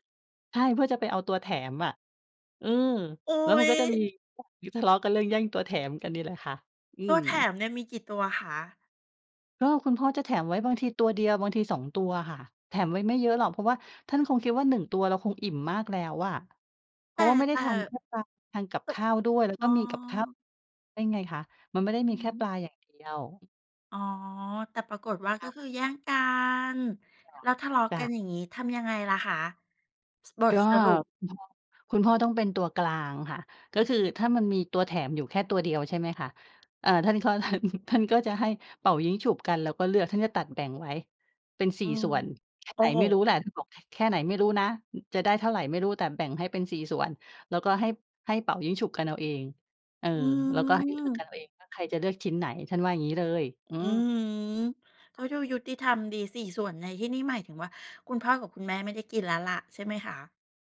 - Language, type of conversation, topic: Thai, podcast, ครอบครัวของคุณแสดงความรักต่อคุณอย่างไรตอนคุณยังเป็นเด็ก?
- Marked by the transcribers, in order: laughing while speaking: "ท่าน"